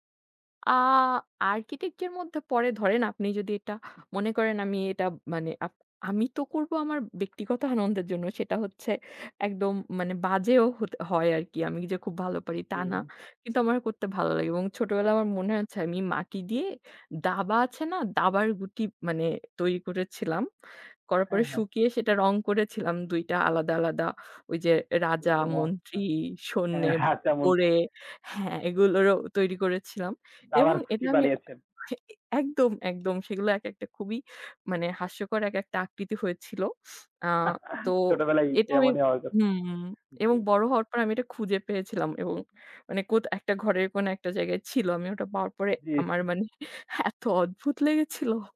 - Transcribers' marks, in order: in English: "আর্কিটেকচারের"; unintelligible speech; laugh
- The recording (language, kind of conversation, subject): Bengali, unstructured, ছোটবেলায় আপনার সবচেয়ে প্রিয় খেলনাটি কোনটি ছিল?